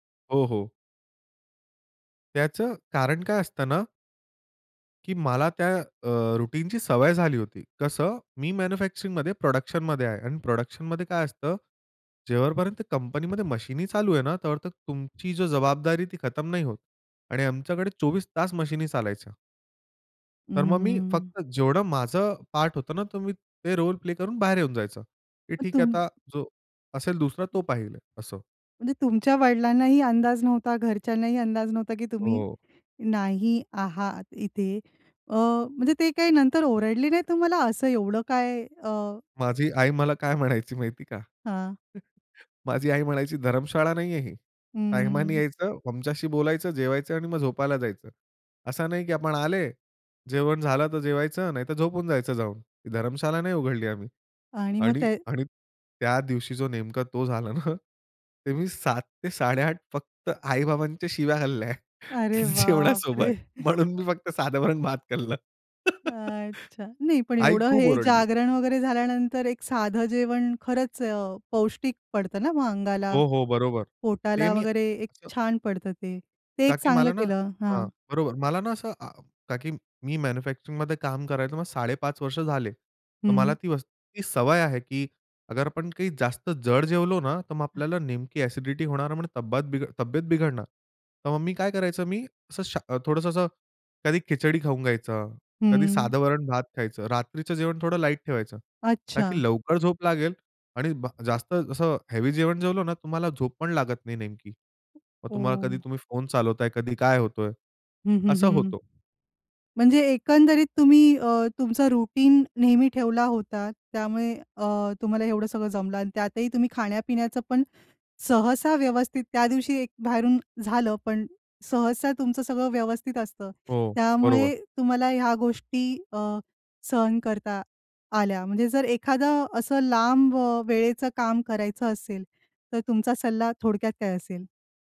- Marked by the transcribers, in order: in English: "रूटीनची"; in English: "प्रोडक्शनमध्ये"; in English: "प्रोडक्शनमध्ये"; in English: "मशीनी"; in English: "मशीनी"; in English: "रोल"; other noise; laughing while speaking: "म्हणायची"; chuckle; laughing while speaking: "झाला ना"; laughing while speaking: "शिव्या खाल्ल्या जेवणासोबत. म्हणून मी फक्त साध वरण-भात खाल्लं"; chuckle; laugh; unintelligible speech; in English: "हेवी"; other background noise; in English: "रूटीन"; tapping
- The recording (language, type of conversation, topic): Marathi, podcast, शरीराला विश्रांतीची गरज आहे हे तुम्ही कसे ठरवता?